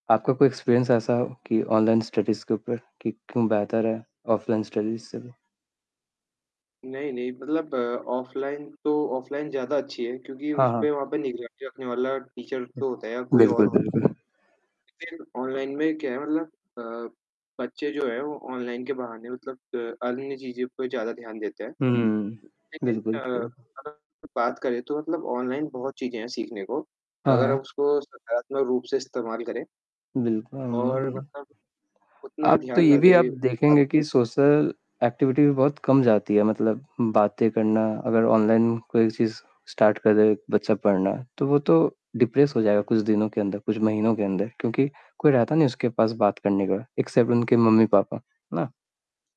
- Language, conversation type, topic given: Hindi, unstructured, बच्चों की पढ़ाई पर कोविड-19 का क्या असर पड़ा है?
- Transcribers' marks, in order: other background noise; in English: "एक्सपीरियंस"; in English: "ऑनलाइन स्टडीज़"; in English: "ऑफलाइन स्टडीज़"; static; in English: "टीचर"; other noise; distorted speech; unintelligible speech; mechanical hum; in English: "सोशल एक्टिविटी"; in English: "स्टार्ट"; in English: "डिप्रेस"; in English: "एक्सेप्ट"